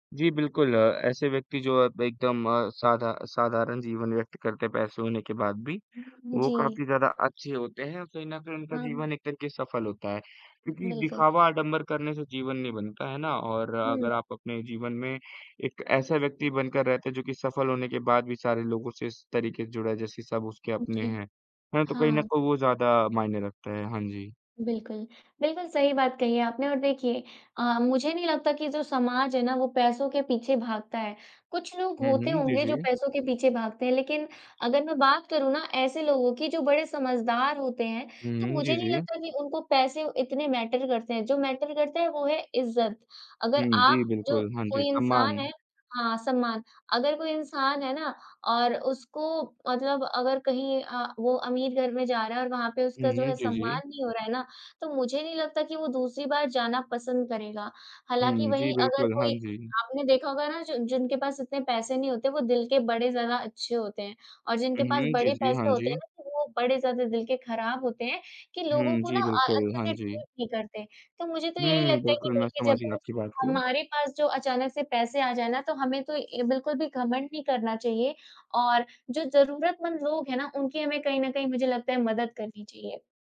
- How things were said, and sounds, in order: in English: "मैटर"; in English: "मैटर"; in English: "ट्रीट"
- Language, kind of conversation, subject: Hindi, unstructured, अगर आपको अचानक बहुत सारे पैसे मिल जाएँ, तो आप सबसे पहले क्या करेंगे?
- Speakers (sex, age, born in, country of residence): female, 20-24, India, India; male, 18-19, India, India